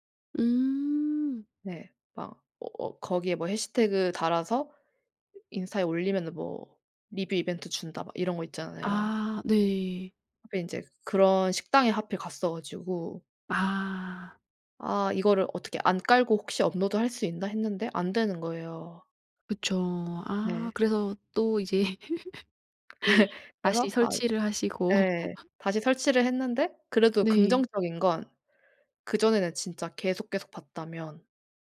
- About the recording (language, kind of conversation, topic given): Korean, podcast, 디지털 디톡스는 어떻게 시작하나요?
- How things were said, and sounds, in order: other background noise; laugh; laugh